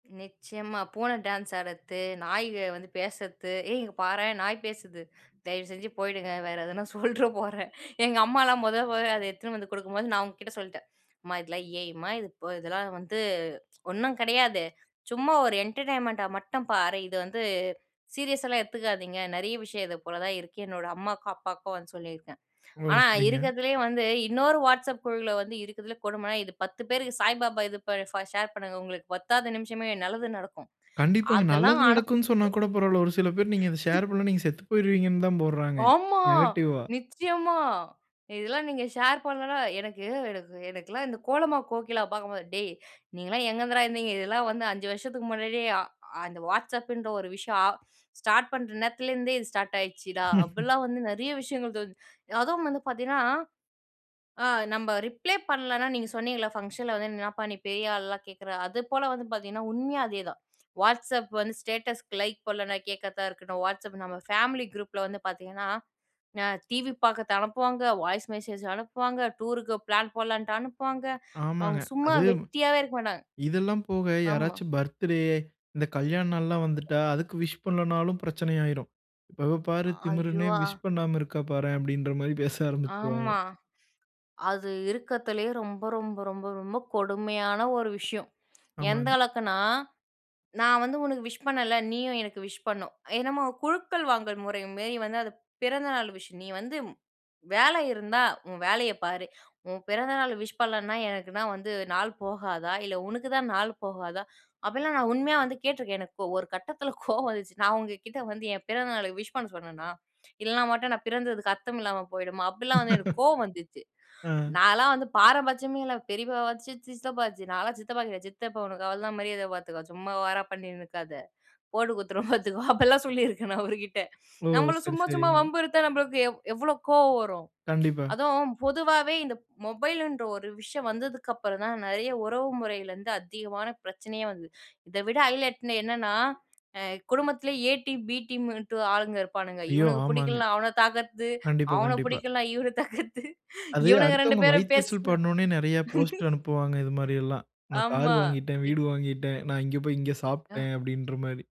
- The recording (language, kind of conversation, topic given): Tamil, podcast, வாட்ஸ்அப் குழுக்கள் உங்களை சுமையாக்குமா?
- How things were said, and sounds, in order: chuckle; horn; in English: "என்டர்டெயின்மெண்ட்டா"; laugh; other noise; surprised: "ஆமா! நிச்சயமா!"; laugh; in English: "ஃபேமிலி குரூப்ல"; laughing while speaking: "கோவம் வந்துச்சு"; laugh; laughing while speaking: "போட்டு குடுத்துருவோம் பாத்துக்கோ"; other background noise; laughing while speaking: "இவன தாக்குறது"; laugh